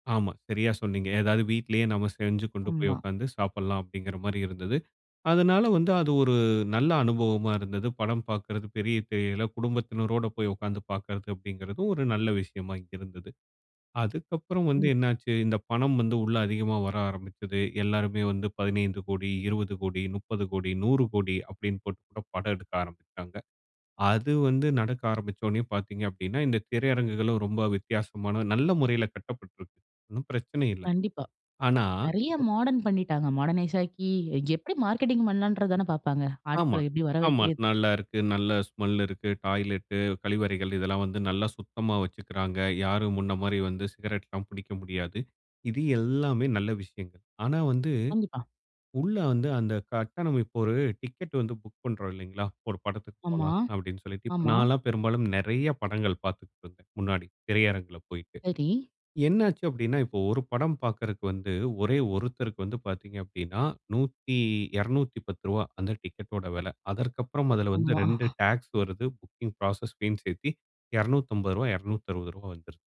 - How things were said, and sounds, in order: in English: "மாடர்ன்"; in English: "மாடர்னைஸ்"; in English: "மார்க்கெட்டிங்"; chuckle; in English: "புக்கிங் புரோசஸ் பீன்"
- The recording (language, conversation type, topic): Tamil, podcast, இணைய வழி காணொளி ஒளிபரப்பு சேவைகள் வந்ததனால் சினிமா எப்படி மாறியுள்ளது என்று நீங்கள் நினைக்கிறீர்கள்?